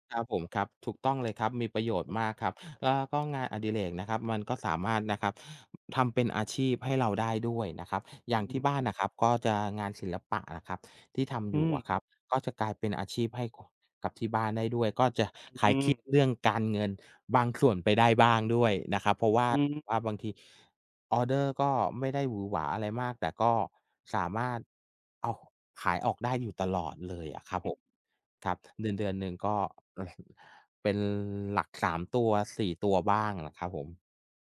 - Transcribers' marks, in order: tapping; chuckle
- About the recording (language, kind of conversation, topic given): Thai, unstructured, ทำไมงานอดิเรกบางอย่างถึงช่วยคลายความเครียดได้ดี?